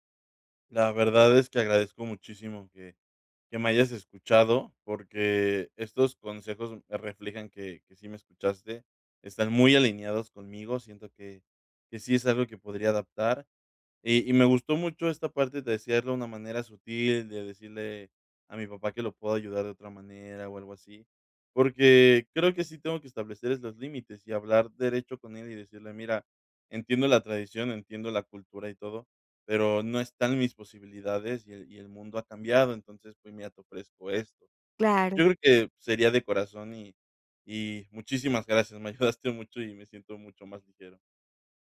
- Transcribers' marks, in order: none
- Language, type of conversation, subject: Spanish, advice, ¿Cómo puedes equilibrar tus tradiciones con la vida moderna?